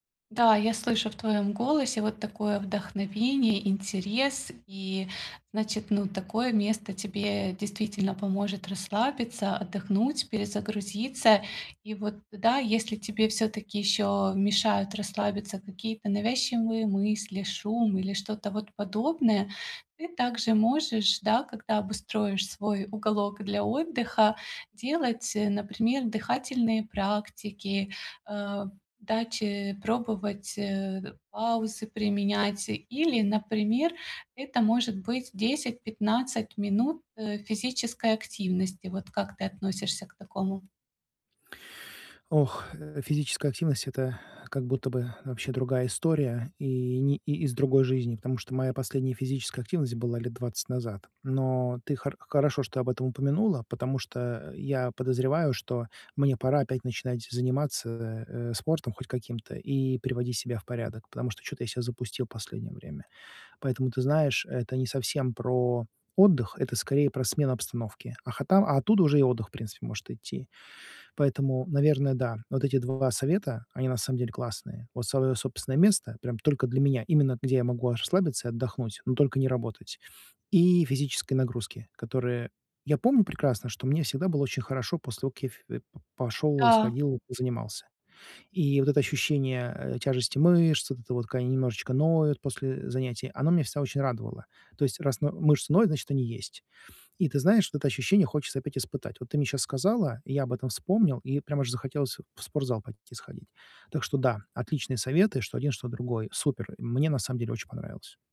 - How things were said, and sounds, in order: none
- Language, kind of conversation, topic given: Russian, advice, Почему мне так трудно расслабиться и спокойно отдохнуть дома?